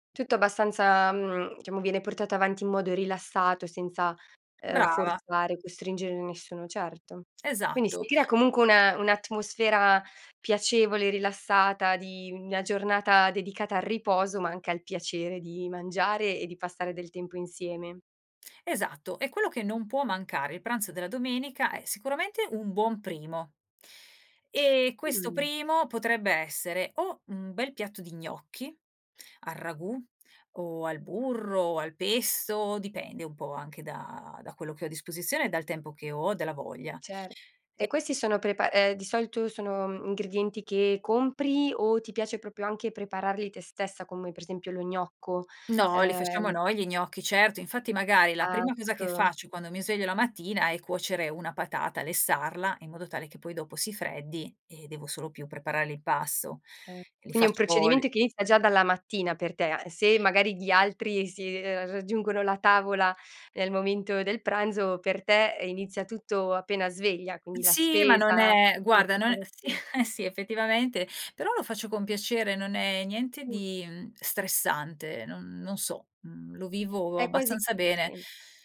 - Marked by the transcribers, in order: other background noise; "proprio" said as "propio"; "Ecco" said as "acco"; laughing while speaking: "si, eh sì"
- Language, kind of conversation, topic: Italian, podcast, Cosa non può mancare al tuo pranzo della domenica?
- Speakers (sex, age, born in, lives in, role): female, 30-34, Italy, Italy, host; female, 45-49, Italy, Italy, guest